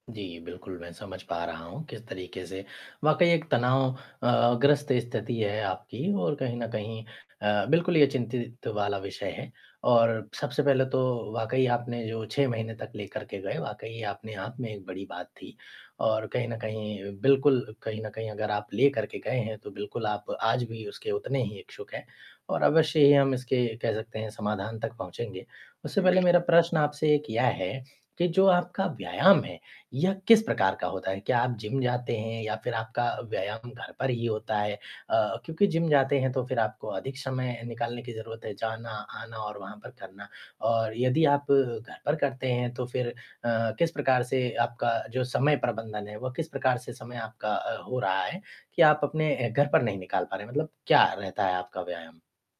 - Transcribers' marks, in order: static
- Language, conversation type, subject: Hindi, advice, परिवार और काम की जिम्मेदारियों के बीच आप व्यायाम के लिए समय कैसे निकालते हैं?